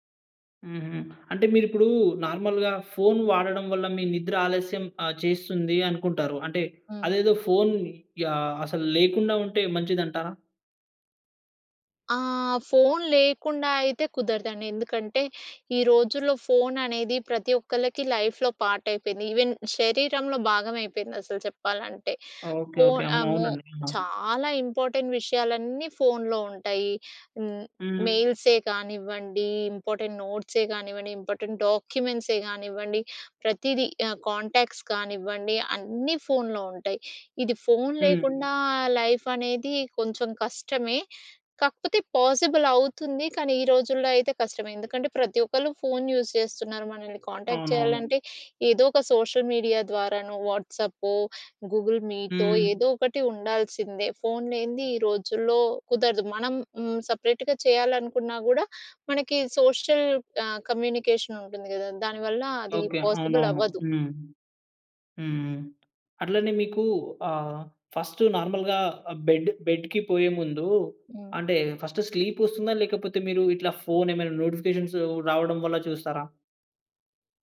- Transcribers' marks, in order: in English: "నార్మల్‌గా"; in English: "లైఫ్‍లో పార్ట్"; in English: "ఈవెన్"; in English: "ఇంపార్టెంట్"; in English: "ఇంపార్టెంట్"; in English: "ఇంపార్టెంట్"; in English: "కాంటాక్ట్స్"; in English: "లైఫ్"; in English: "పాసిబుల్"; in English: "యూస్"; in English: "కాంటాక్ట్"; in English: "సోషల్ మీడియా"; in English: "సపరేట్‌గా"; in English: "సోషల్"; in English: "కమ్యూనికేషన్"; in English: "పాసిబుల్"; in English: "ఫస్ట్ నార్మల్‌గా బెడ్ బెడ్‌కి"; in English: "ఫస్ట్ స్లీప్"; in English: "నోటిఫికేషన్స్"
- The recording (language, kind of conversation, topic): Telugu, podcast, రాత్రి పడుకునే ముందు మొబైల్ ఫోన్ వాడకం గురించి మీ అభిప్రాయం ఏమిటి?